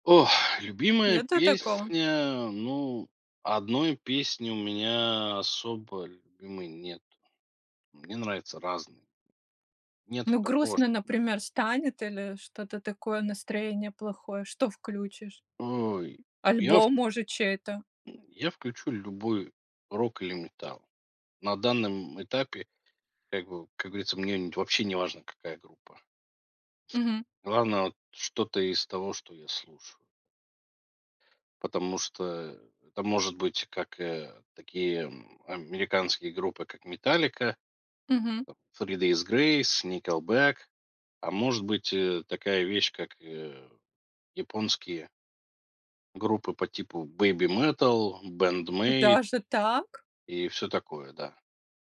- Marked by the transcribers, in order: exhale; other background noise
- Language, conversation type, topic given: Russian, podcast, Что повлияло на твой музыкальный вкус в детстве?
- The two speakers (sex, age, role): female, 35-39, host; male, 40-44, guest